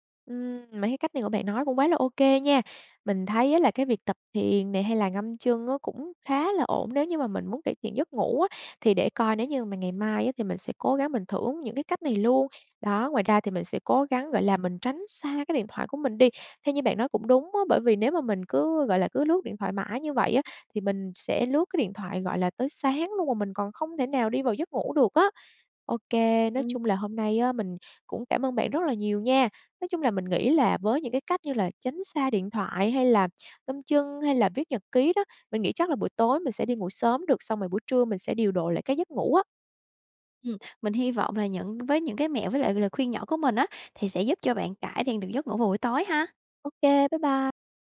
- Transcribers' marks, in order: other background noise; tapping
- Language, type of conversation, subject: Vietnamese, advice, Ngủ trưa quá lâu có khiến bạn khó ngủ vào ban đêm không?